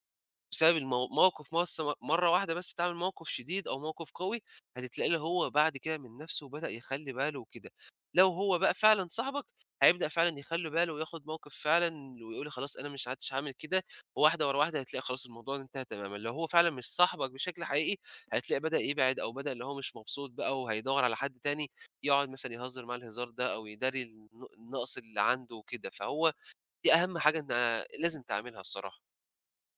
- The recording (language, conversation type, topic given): Arabic, advice, صديق بيسخر مني قدام الناس وبيحرجني، أتعامل معاه إزاي؟
- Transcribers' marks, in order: none